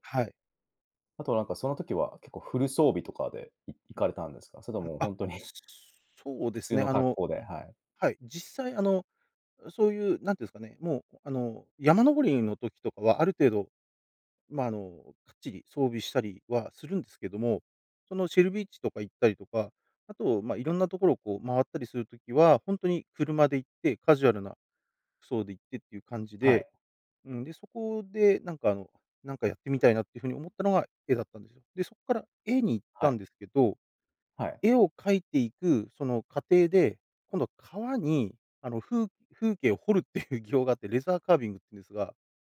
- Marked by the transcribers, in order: chuckle; chuckle
- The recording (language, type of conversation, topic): Japanese, podcast, 最近、ワクワクした学びは何ですか？